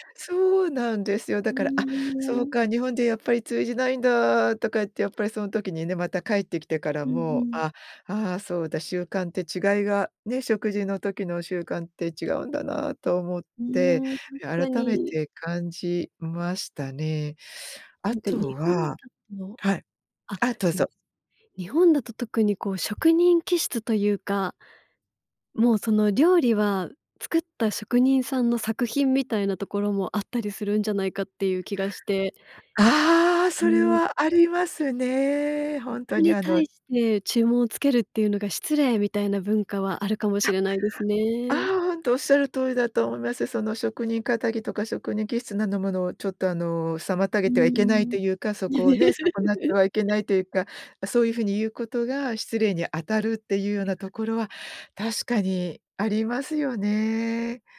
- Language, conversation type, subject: Japanese, podcast, 食事のマナーで驚いた出来事はありますか？
- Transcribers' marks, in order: other noise; laugh; unintelligible speech